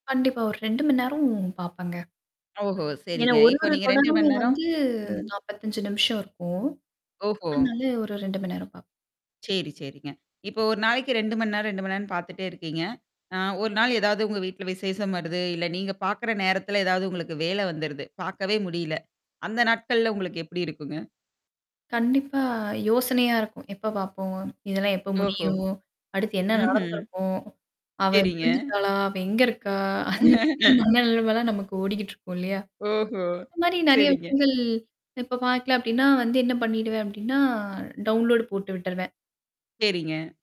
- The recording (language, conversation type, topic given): Tamil, podcast, நீண்ட தொடரை தொடர்ந்து பார்த்தால் உங்கள் மனநிலை எப்படி மாறுகிறது?
- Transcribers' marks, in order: static; mechanical hum; tapping; laugh; in English: "டவுன்லோட்"